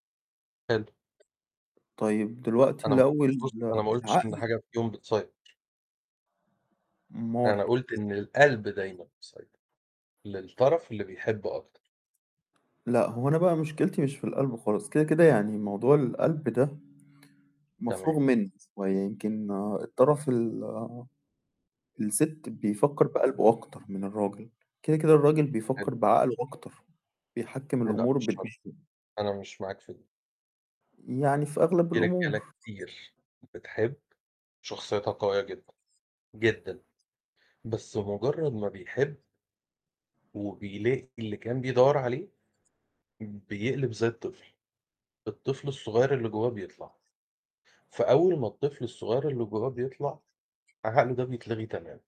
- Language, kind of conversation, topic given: Arabic, unstructured, إزاي بتتعامل مع الخلافات في العلاقة؟
- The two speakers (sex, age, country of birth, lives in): male, 30-34, Egypt, Egypt; male, 40-44, Egypt, Portugal
- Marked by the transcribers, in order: tapping; static; other background noise